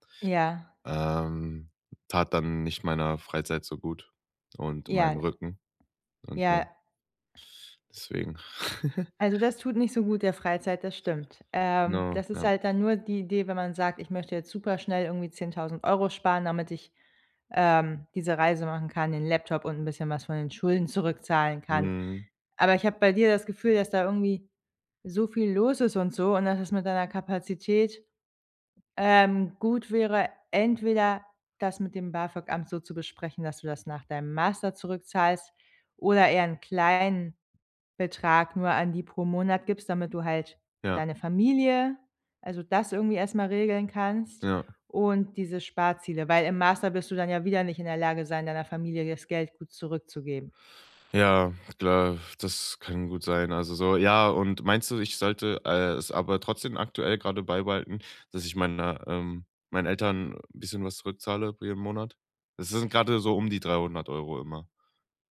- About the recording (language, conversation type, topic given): German, advice, Wie kann ich meine Schulden unter Kontrolle bringen und wieder finanziell sicher werden?
- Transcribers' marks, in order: chuckle; other background noise